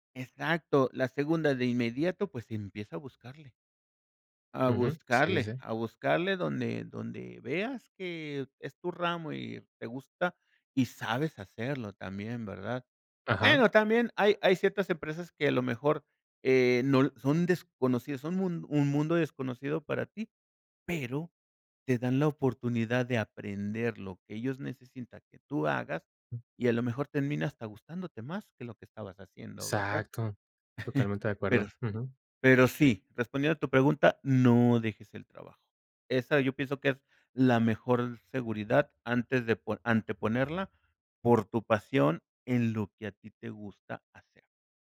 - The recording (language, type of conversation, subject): Spanish, podcast, ¿Cómo decides entre la seguridad laboral y tu pasión profesional?
- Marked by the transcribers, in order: "necesitan" said as "necesinta"; other background noise; chuckle